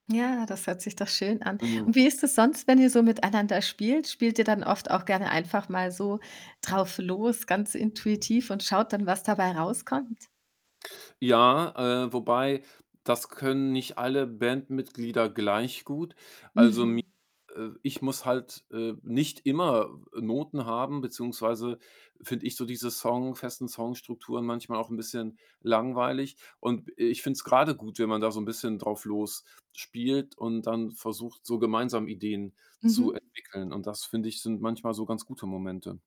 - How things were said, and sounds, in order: static; other background noise; distorted speech
- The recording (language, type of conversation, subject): German, advice, Wie kann ich eine schwierige Nachricht persönlich überbringen, zum Beispiel eine Kündigung oder eine Trennung?
- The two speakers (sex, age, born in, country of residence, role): female, 40-44, Germany, Germany, advisor; male, 45-49, Germany, Germany, user